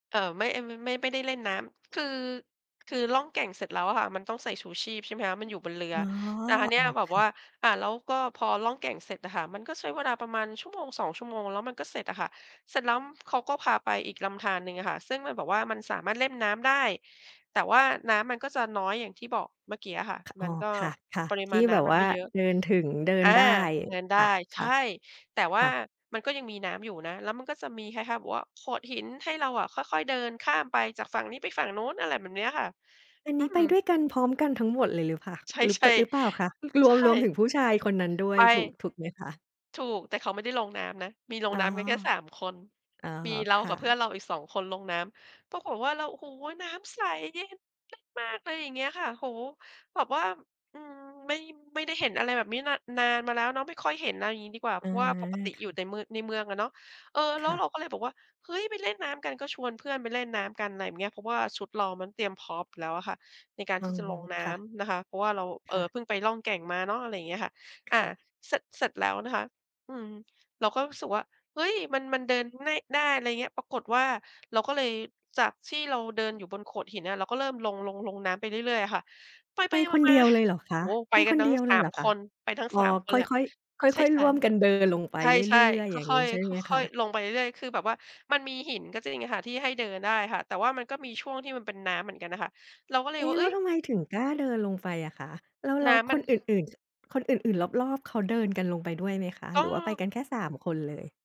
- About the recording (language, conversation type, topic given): Thai, podcast, ทริปไหนที่ทำให้คุณทั้งขำทั้งเขินมากที่สุด?
- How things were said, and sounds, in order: stressed: "มาก ๆ"